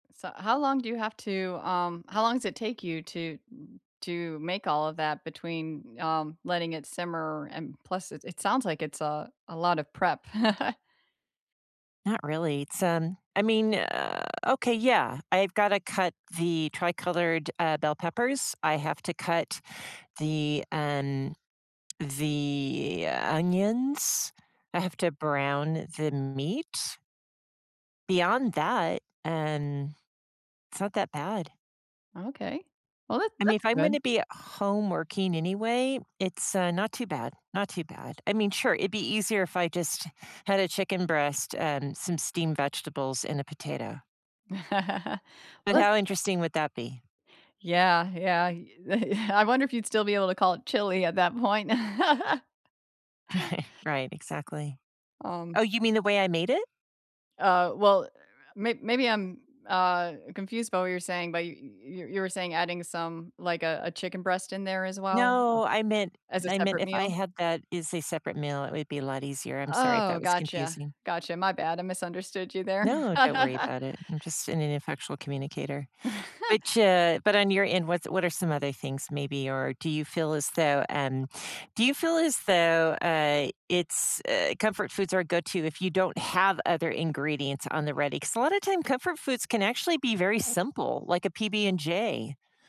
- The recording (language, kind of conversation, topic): English, unstructured, What are some simple, comforting recipes that make you feel nourished, and what stories or routines are behind them?
- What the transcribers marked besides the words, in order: chuckle; tsk; chuckle; chuckle; chuckle; laugh; chuckle